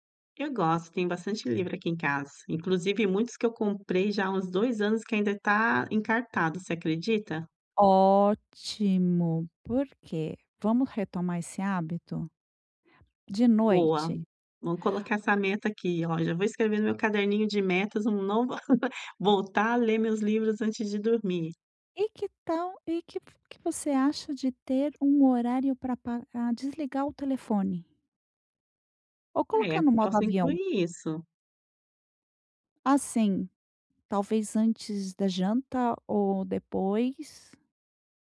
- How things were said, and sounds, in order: none
- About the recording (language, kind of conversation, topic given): Portuguese, advice, Como posso estabelecer hábitos para manter a consistência e ter energia ao longo do dia?